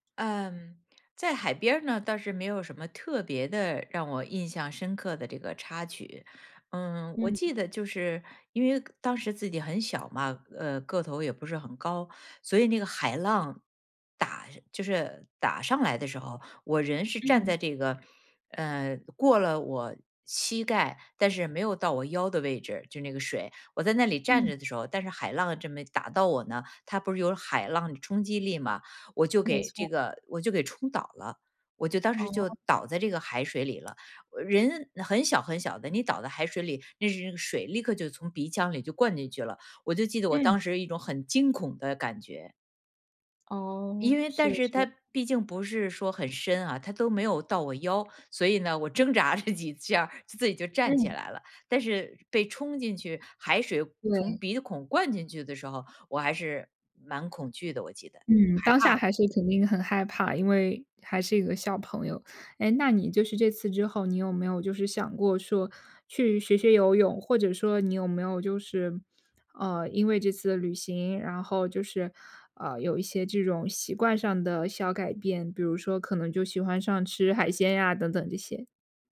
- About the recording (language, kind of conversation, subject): Chinese, podcast, 你第一次看到大海时是什么感觉？
- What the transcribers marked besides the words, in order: other background noise; laughing while speaking: "挣扎着几下"